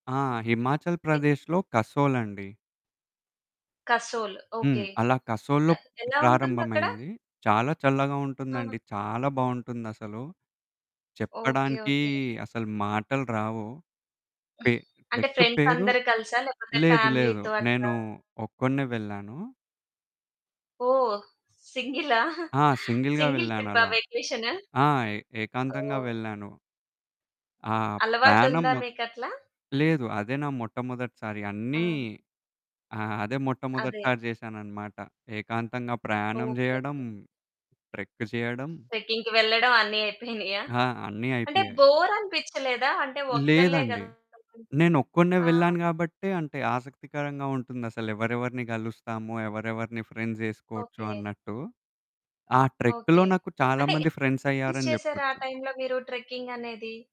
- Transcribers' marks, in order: other background noise; in English: "ఫ్రెండ్స్"; in English: "ఫ్యామిలీతో"; distorted speech; static; giggle; in English: "సింగిల్"; in English: "సింగిల్‌గా"; in English: "ట్రెక్కింగ్‌కి"; unintelligible speech; in English: "ఫ్రెండ్స్"; in English: "ట్రెక్‌లో"; in English: "ఫ్రెండ్స్"; in English: "డేస్"; in English: "ట్రెక్కింగ్"
- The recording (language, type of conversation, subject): Telugu, podcast, ఒక ట్రెక్కింగ్ సమయంలో మీరు నేర్చుకున్న అత్యంత విలువైన పాఠం ఏమిటి?